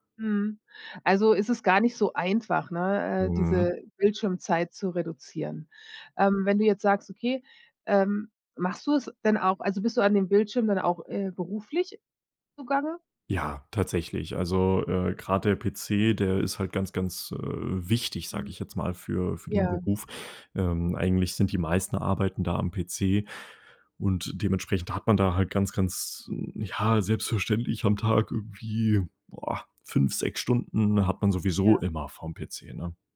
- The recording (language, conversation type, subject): German, podcast, Wie gehst du mit deiner täglichen Bildschirmzeit um?
- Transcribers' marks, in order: none